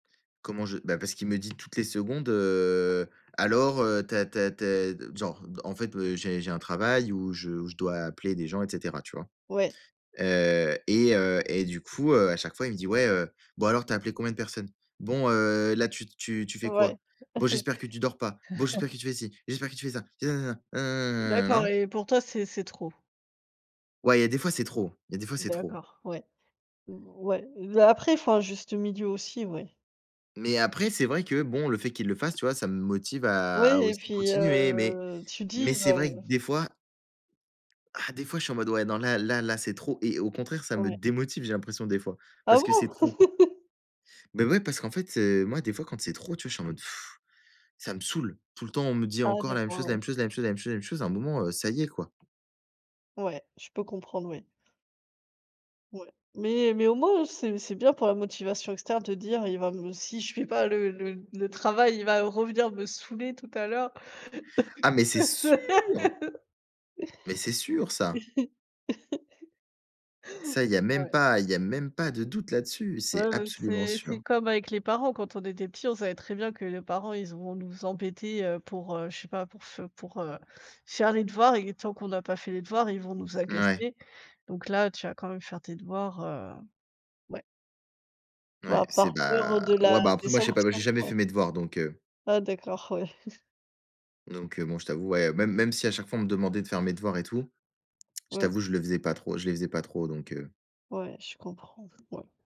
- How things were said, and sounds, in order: tapping; chuckle; other background noise; drawn out: "heu"; chuckle; blowing; laugh; chuckle; chuckle; tsk
- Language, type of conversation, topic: French, unstructured, Quelles stratégies peuvent vous aider à surmonter la procrastination ?